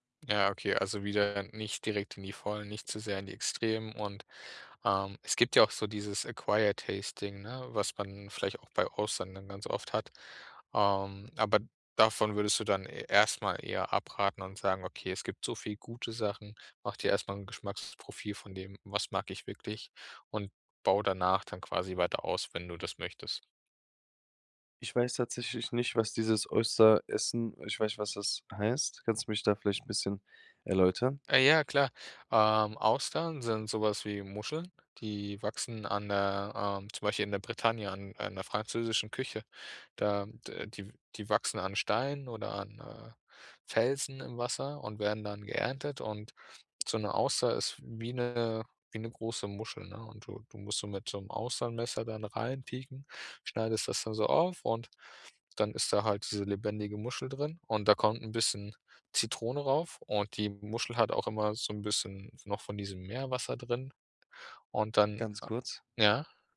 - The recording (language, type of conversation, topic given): German, podcast, Welche Tipps gibst du Einsteigerinnen und Einsteigern, um neue Geschmäcker zu entdecken?
- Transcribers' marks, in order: in English: "Acquired Tasting"; in English: "Oyster"